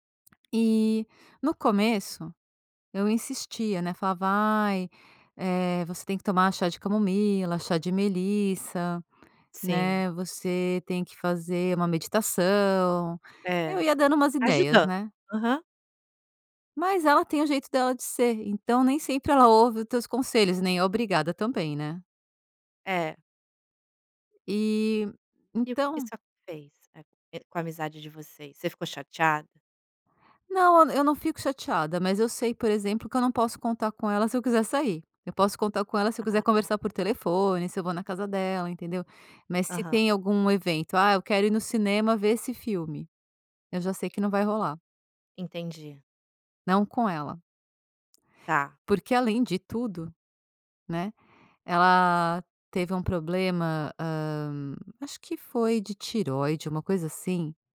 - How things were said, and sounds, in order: tapping; other background noise; unintelligible speech
- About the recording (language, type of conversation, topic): Portuguese, podcast, Quando é a hora de insistir e quando é melhor desistir?